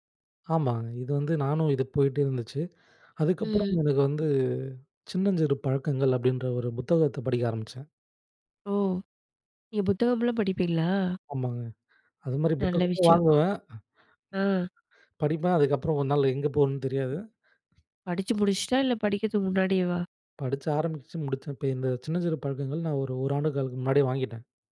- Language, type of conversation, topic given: Tamil, podcast, மாறாத பழக்கத்தை மாற்ற ஆசை வந்தா ஆரம்பம் எப்படி?
- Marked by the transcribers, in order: inhale; inhale; breath